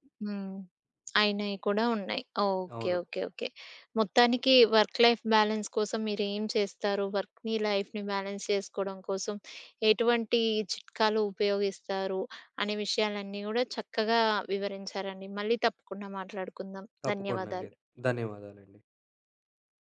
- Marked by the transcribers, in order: in English: "వర్క్ లైఫ్ బ్యాలెన్స్"; in English: "వర్క్‌ని, లైఫ్‌ని బ్యాలెన్స్"
- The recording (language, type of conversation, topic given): Telugu, podcast, వర్క్-లైఫ్ సమతుల్యత కోసం మీరు ఏం చేస్తారు?